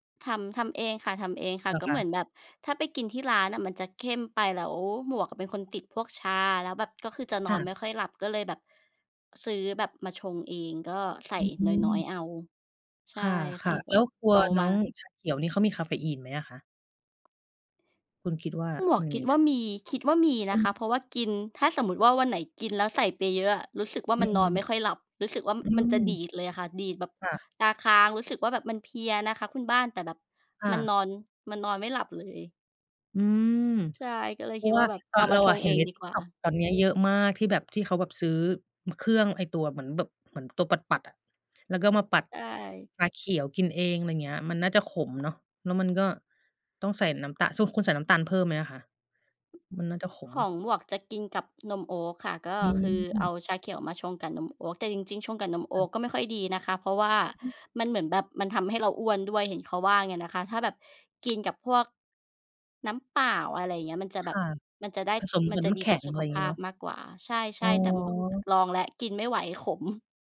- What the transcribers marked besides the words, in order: other background noise; "โอ๊ต" said as "โอ๊ก"; "โอ๊ต" said as "โอ๊ก"; "โอ๊ต" said as "โอ๊ก"
- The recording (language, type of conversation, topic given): Thai, unstructured, ระหว่างการนอนดึกกับการตื่นเช้า คุณคิดว่าแบบไหนเหมาะกับคุณมากกว่ากัน?